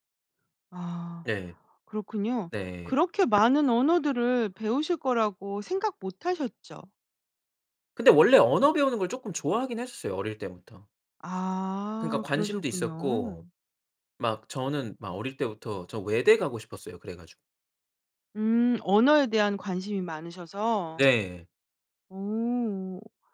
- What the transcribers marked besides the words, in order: other background noise
- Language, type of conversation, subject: Korean, podcast, 언어가 당신에게 어떤 의미인가요?